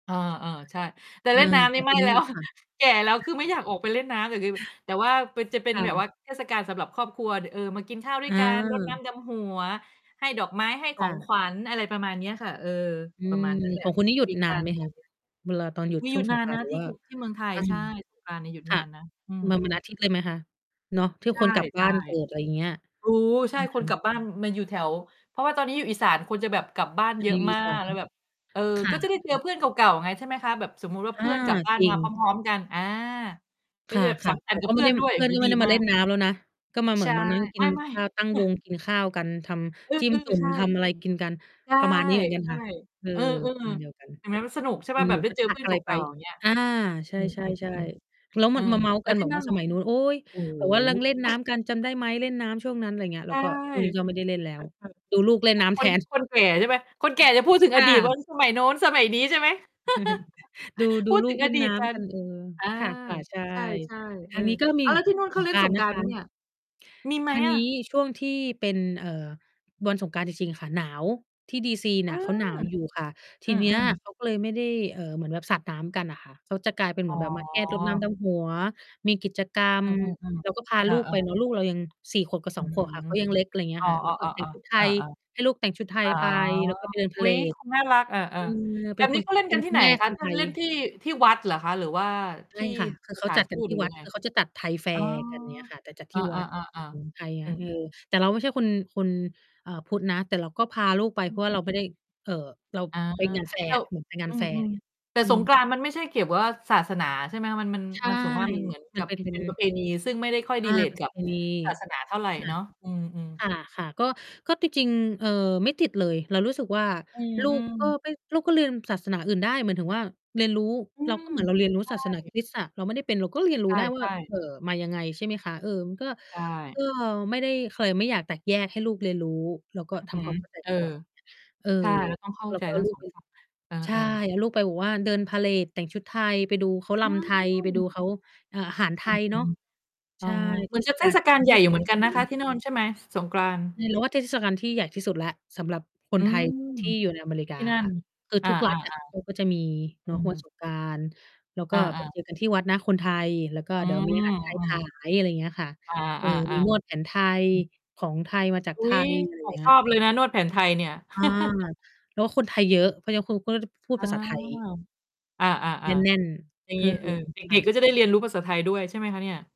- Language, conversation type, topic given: Thai, unstructured, เทศกาลไหนที่ทำให้คุณรู้สึกอบอุ่นใจมากที่สุด?
- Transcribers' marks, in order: distorted speech; laughing while speaking: "แล้ว"; other background noise; chuckle; mechanical hum; chuckle; chuckle; in English: "relate"; chuckle